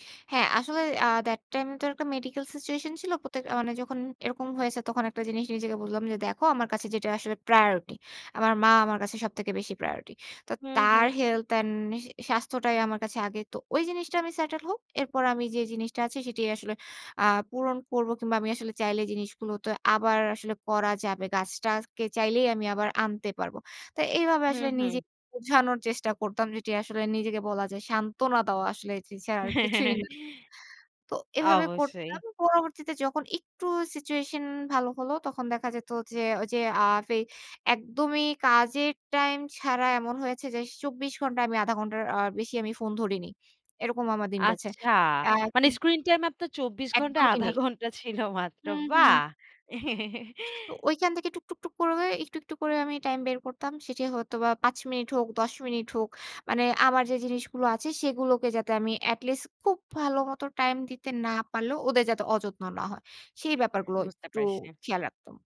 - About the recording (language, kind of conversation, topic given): Bengali, podcast, সময় কম থাকলে শখকে কীভাবে জীবনের অংশ করে টিকিয়ে রাখা যায়?
- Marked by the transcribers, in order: chuckle; other background noise; chuckle